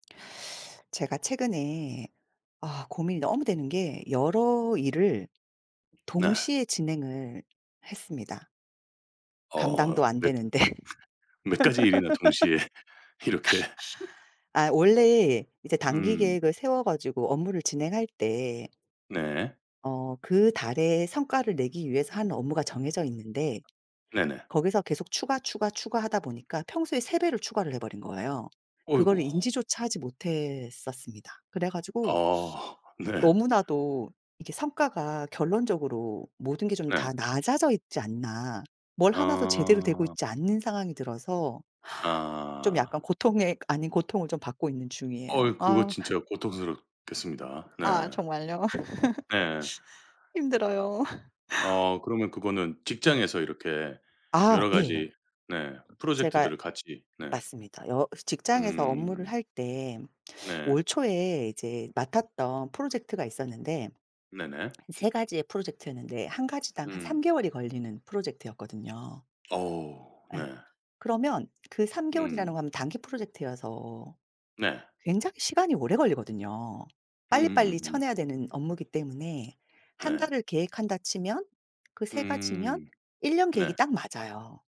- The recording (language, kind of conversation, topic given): Korean, advice, 여러 일을 동시에 진행하느라 성과가 낮다고 느끼시는 이유는 무엇인가요?
- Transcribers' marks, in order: teeth sucking; other background noise; laugh; laugh; laughing while speaking: "동시에 이렇게"; laugh; laughing while speaking: "네"; laugh; laugh